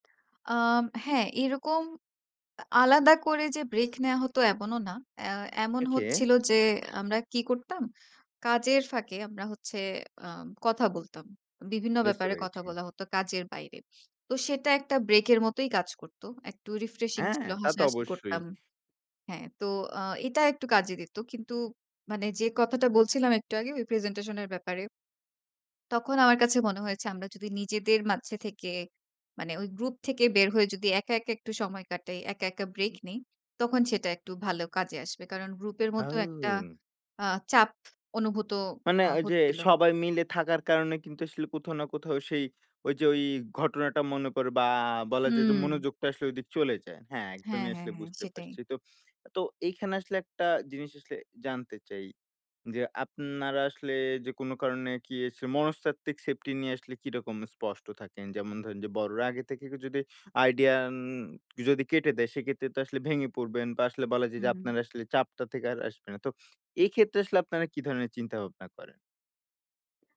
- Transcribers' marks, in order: other background noise; in English: "রিফ্রেশিং"; in English: "সেফটি"; tapping
- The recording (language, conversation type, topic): Bengali, podcast, দলের মধ্যে যখন সৃজনশীলতা আটকে যায়, তখন আপনি কী করেন?